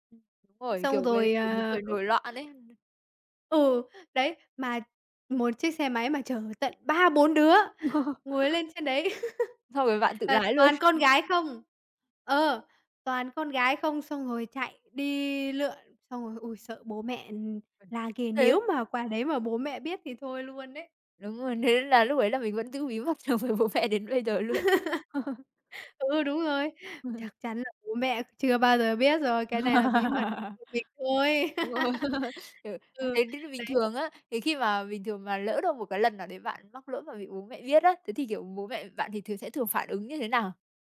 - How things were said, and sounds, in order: other noise; tapping; chuckle; laugh; other background noise; laughing while speaking: "đối với bố mẹ đến bây giờ luôn"; laugh; chuckle; laugh; unintelligible speech; laugh
- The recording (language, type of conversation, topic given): Vietnamese, podcast, Làm sao để xây dựng niềm tin giữa cha mẹ và con cái?